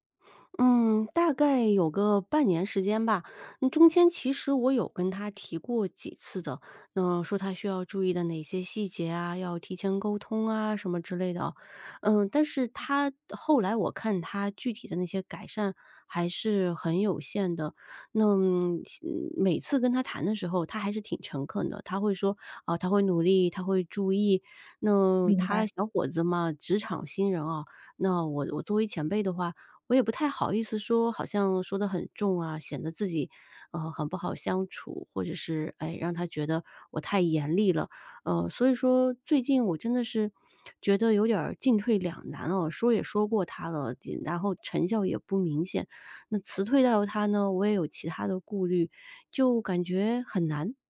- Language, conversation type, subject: Chinese, advice, 员工表现不佳但我不愿解雇他/她，该怎么办？
- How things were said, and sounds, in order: none